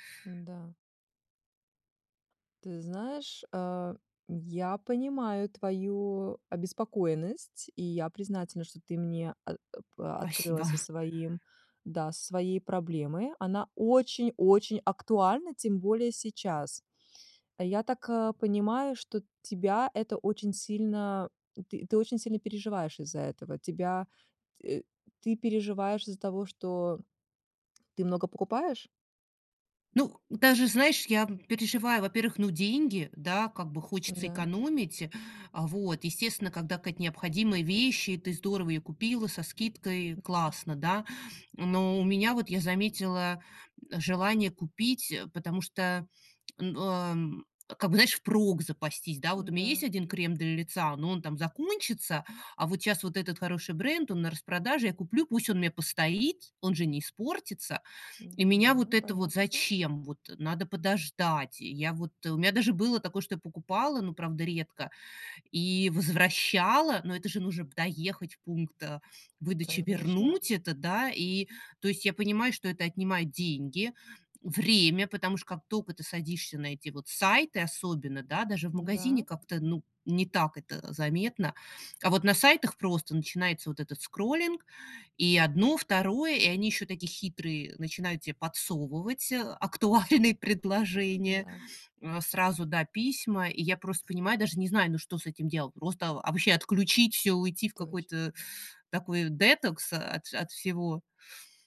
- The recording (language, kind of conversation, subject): Russian, advice, Почему я постоянно совершаю импульсивные покупки на распродажах?
- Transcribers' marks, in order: tapping; laughing while speaking: "актуальные"; "вообще" said as "абще"